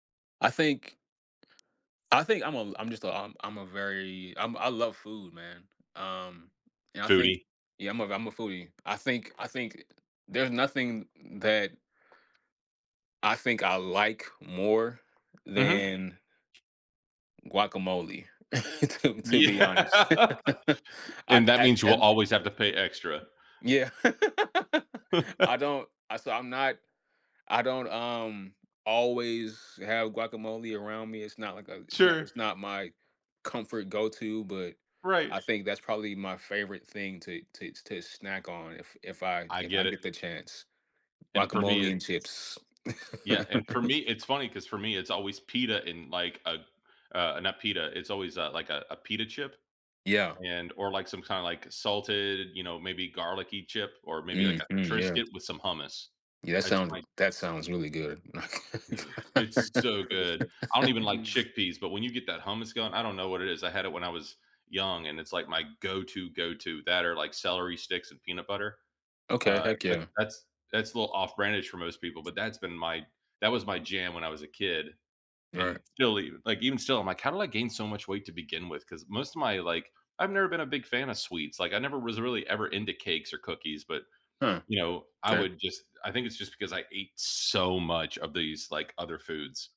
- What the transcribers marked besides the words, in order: tapping; chuckle; laughing while speaking: "to"; laughing while speaking: "Yeah"; laugh; unintelligible speech; other background noise; laugh; laugh; alarm; laugh; laugh; background speech; stressed: "so"
- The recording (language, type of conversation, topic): English, unstructured, Why do certain foods bring us comfort when we're feeling tired or stressed?
- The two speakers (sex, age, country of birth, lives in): male, 30-34, United States, United States; male, 35-39, United States, United States